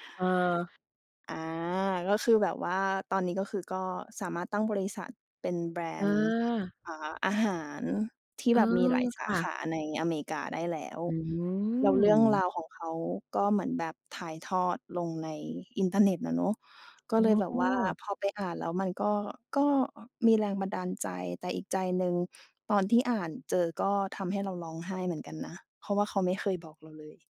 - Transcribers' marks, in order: none
- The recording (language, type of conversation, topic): Thai, podcast, ความสัมพันธ์แบบไหนที่ช่วยเติมความหมายให้ชีวิตคุณ?